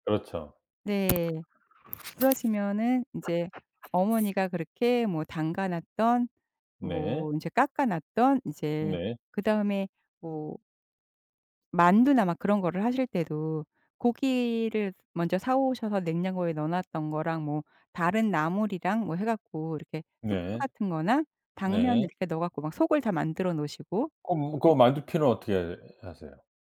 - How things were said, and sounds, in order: tapping; other background noise
- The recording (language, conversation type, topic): Korean, podcast, 명절 음식 준비는 보통 어떻게 나눠서 하시나요?